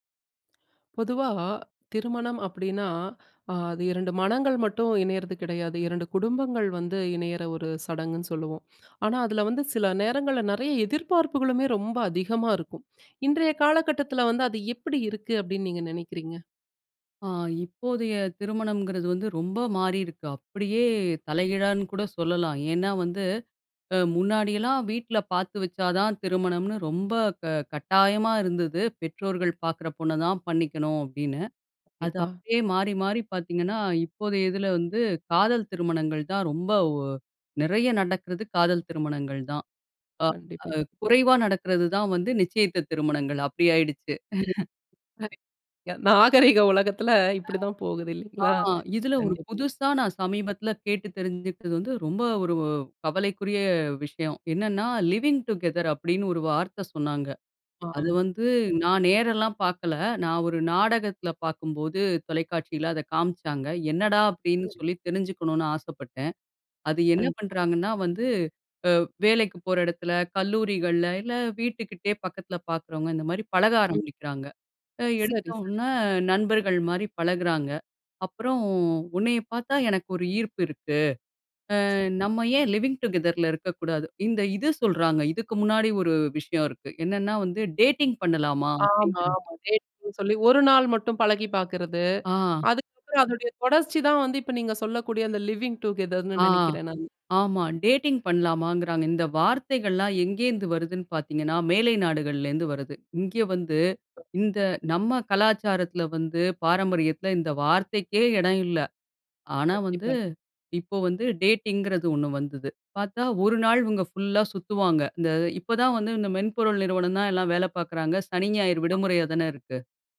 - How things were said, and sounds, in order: other noise; tapping; other background noise; giggle; laughing while speaking: "நாகரீக உலகத்தில, இப்படி தான் போகுது, இல்லைங்களா?"; in English: "லிவிங் டுகெதர்"; in English: "லிவிங் டுகெதர்ல"; in English: "டேட்டிங்"; in English: "டேட்டிங்னு"; horn; in English: "லிவிங் டுகெதர்ன்னு"; in English: "டேட்டிங்"
- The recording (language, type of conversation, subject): Tamil, podcast, திருமணத்தைப் பற்றி குடும்பத்தின் எதிர்பார்ப்புகள் என்னென்ன?